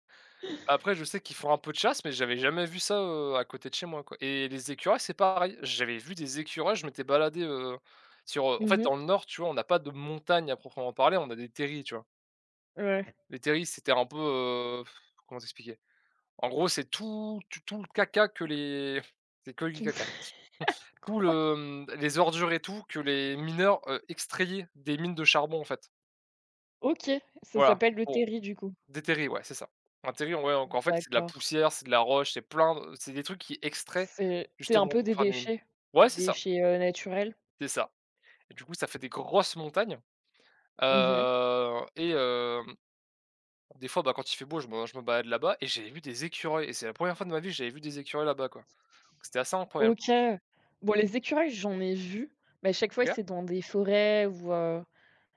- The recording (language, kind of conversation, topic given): French, unstructured, As-tu déjà vu un animal sauvage près de chez toi ?
- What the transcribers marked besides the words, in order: other background noise; blowing; chuckle; laughing while speaking: "Quoi ?"; stressed: "grosses"